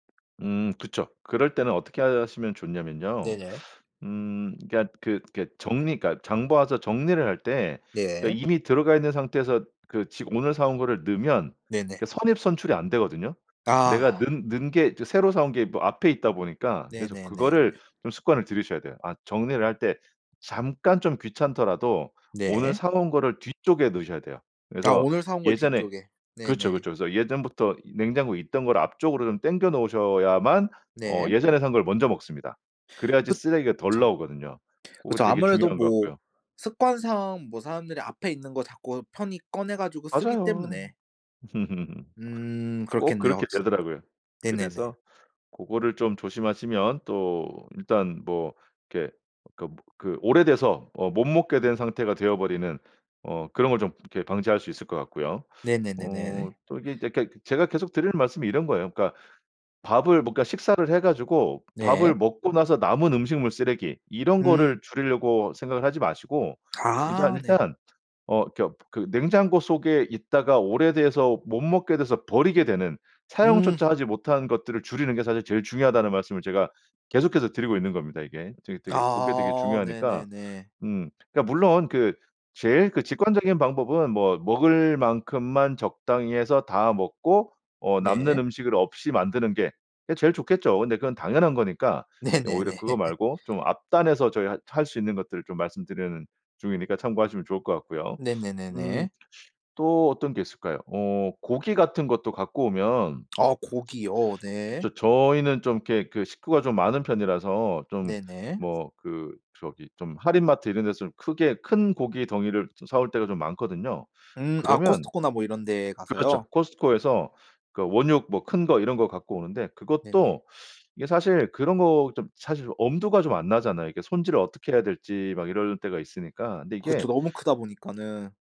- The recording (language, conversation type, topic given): Korean, podcast, 집에서 음식물 쓰레기를 줄이는 가장 쉬운 방법은 무엇인가요?
- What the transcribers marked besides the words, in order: other background noise; laugh; laughing while speaking: "네네네"; laugh; tapping